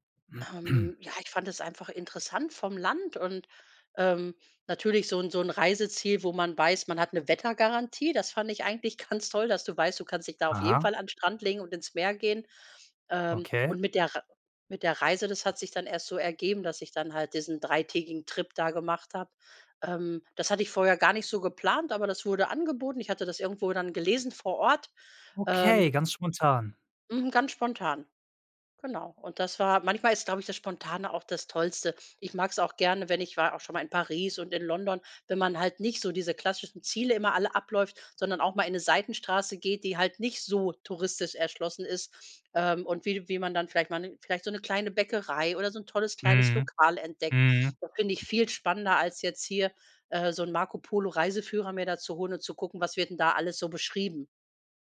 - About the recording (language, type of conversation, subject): German, podcast, Wie findest du lokale Geheimtipps, statt nur die typischen Touristenorte abzuklappern?
- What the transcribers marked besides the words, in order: laughing while speaking: "toll"